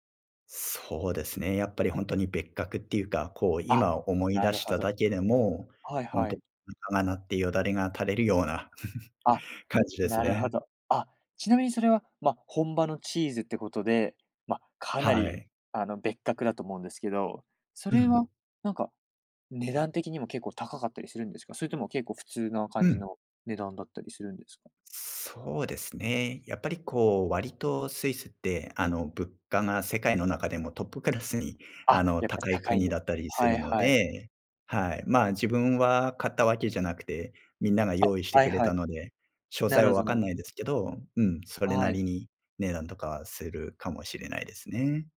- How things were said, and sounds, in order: chuckle; other background noise
- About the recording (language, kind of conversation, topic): Japanese, podcast, 最近の自然を楽しむ旅行で、いちばん心に残った瞬間は何でしたか？